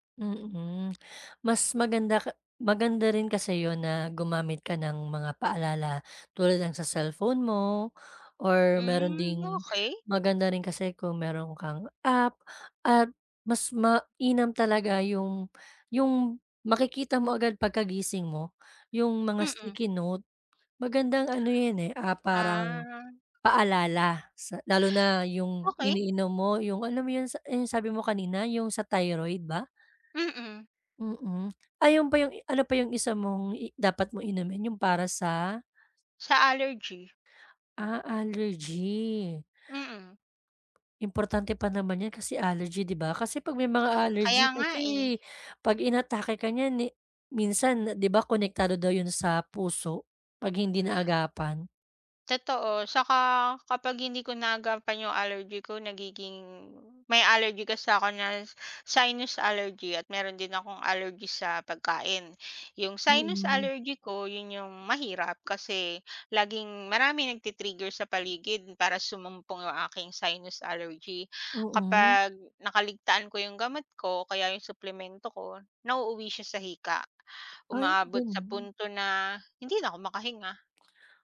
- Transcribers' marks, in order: lip smack; tapping
- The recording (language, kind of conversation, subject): Filipino, advice, Paano mo maiiwasan ang madalas na pagkalimot sa pag-inom ng gamot o suplemento?